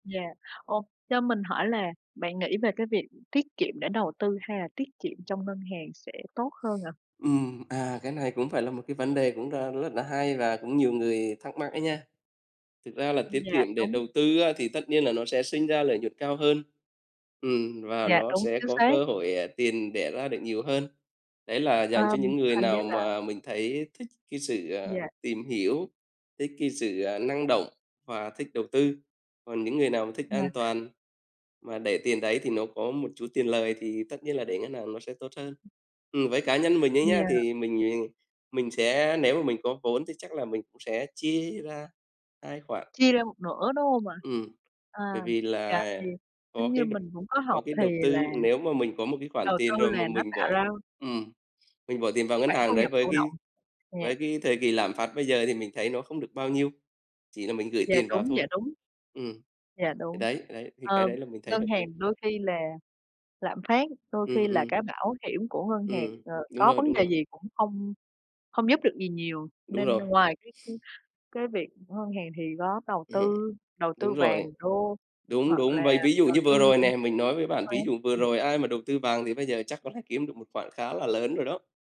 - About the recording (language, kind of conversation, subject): Vietnamese, unstructured, Bạn nghĩ sao về việc bắt đầu tiết kiệm tiền từ khi còn trẻ?
- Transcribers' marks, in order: other background noise; tapping; sniff; unintelligible speech